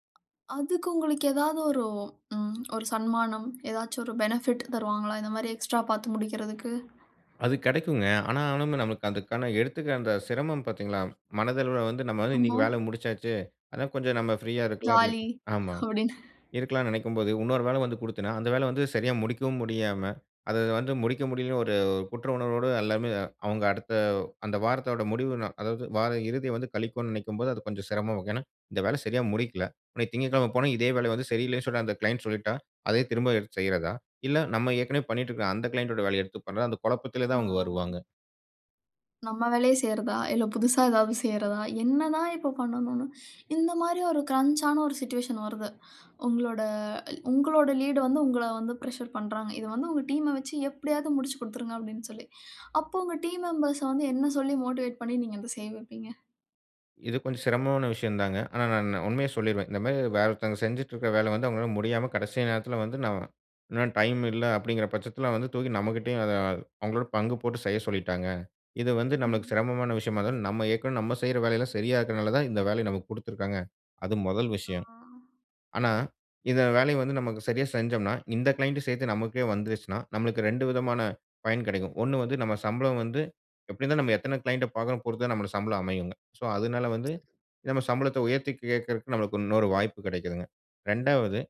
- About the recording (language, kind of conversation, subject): Tamil, podcast, ஒரு தலைவராக மக்கள் நம்பிக்கையைப் பெற நீங்கள் என்ன செய்கிறீர்கள்?
- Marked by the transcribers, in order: tapping; tongue click; in English: "பெனிஃபிட்"; in English: "எக்ஸ்ட்ரா"; other background noise; other noise; in English: "ஜாலி"; laughing while speaking: "அப்பிடின்னு"; in English: "க்ளைண்ட்"; in English: "கிளைண்ட்"; drawn out: "ஆ"; in English: "க்ரஞ்ச்"; in English: "சுவிட்ஷூவேஷன்"; in English: "லீட்"; in English: "பிரஷர்"; in English: "டீம்"; in English: "டீம் மெம்பர்"; in English: "மோட்டிவேட்"; drawn out: "ஆ"; in English: "கிளையண்ட்"; in English: "கிளையண்ட்"